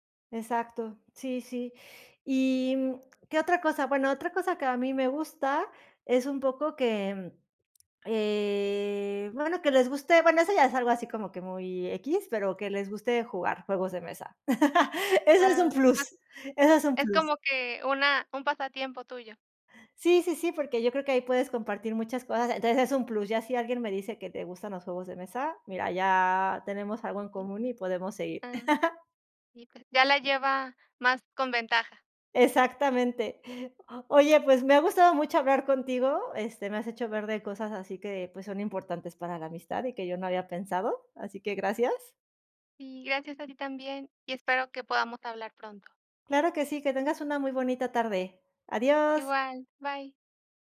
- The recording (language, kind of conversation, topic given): Spanish, unstructured, ¿Cuáles son las cualidades que buscas en un buen amigo?
- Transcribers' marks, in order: drawn out: "eh"; laugh; chuckle; in English: "bye"